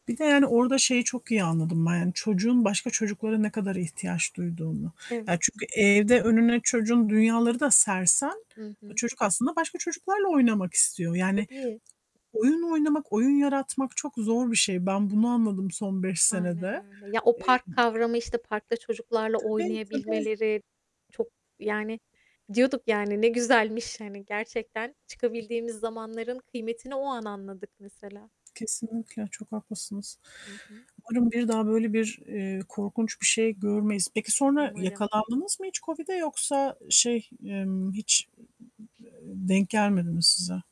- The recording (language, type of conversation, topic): Turkish, unstructured, Pandemiler, tarih boyunca insanları nasıl değiştirdi?
- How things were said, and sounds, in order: static; other background noise